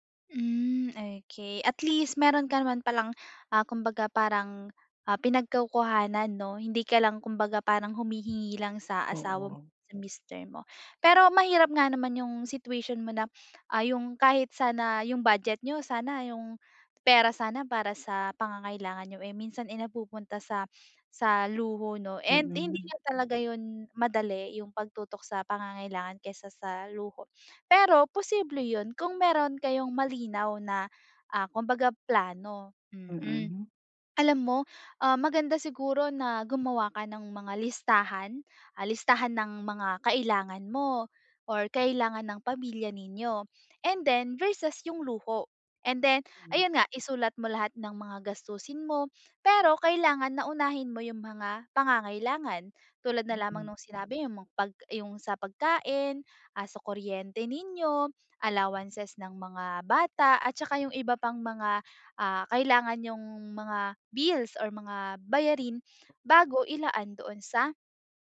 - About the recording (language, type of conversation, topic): Filipino, advice, Paano ko uunahin ang mga pangangailangan kaysa sa luho sa aking badyet?
- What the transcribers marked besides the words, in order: sniff; sniff